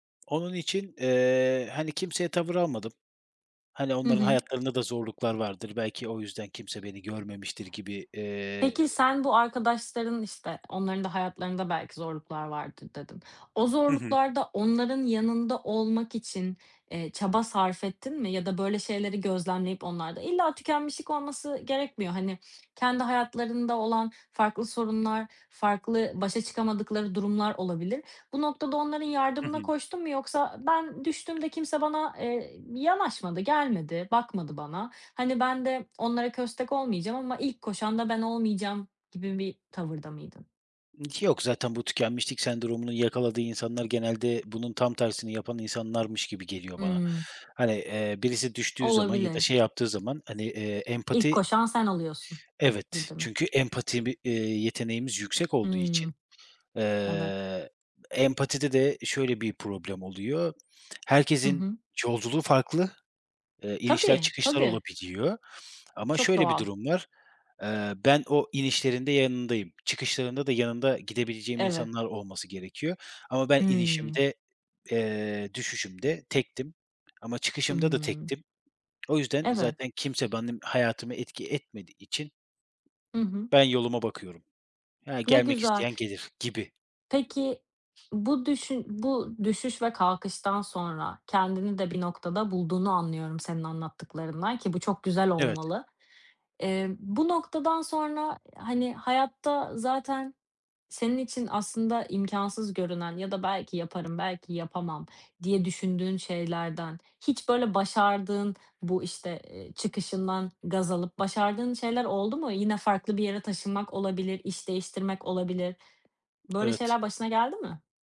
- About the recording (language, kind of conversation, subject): Turkish, podcast, Tükenmişlikle nasıl mücadele ediyorsun?
- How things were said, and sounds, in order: other background noise; tapping